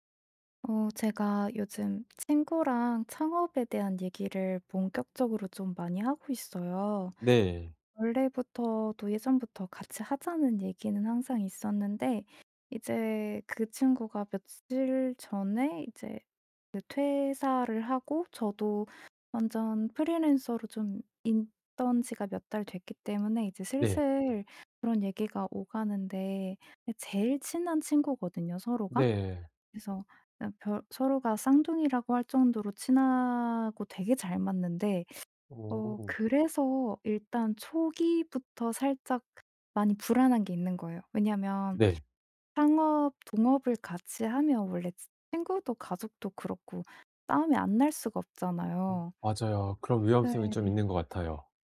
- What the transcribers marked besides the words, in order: none
- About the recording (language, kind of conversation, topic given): Korean, advice, 초보 창업자가 스타트업에서 팀을 만들고 팀원들을 효과적으로 관리하려면 어디서부터 시작해야 하나요?